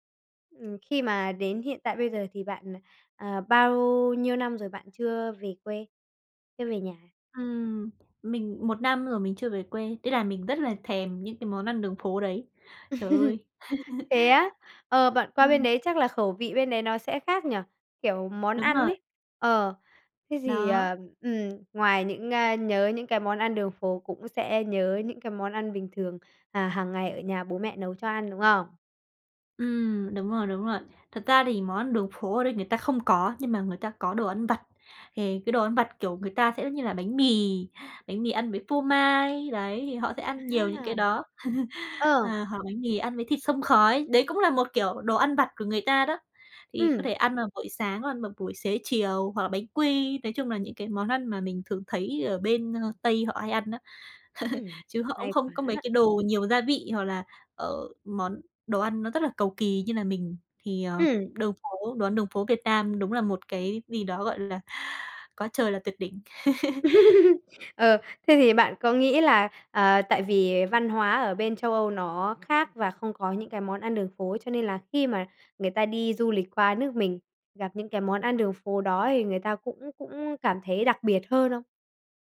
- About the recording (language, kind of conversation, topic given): Vietnamese, podcast, Bạn nhớ nhất món ăn đường phố nào và vì sao?
- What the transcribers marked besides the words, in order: tapping; laugh; laugh; laugh; laugh; other background noise; laugh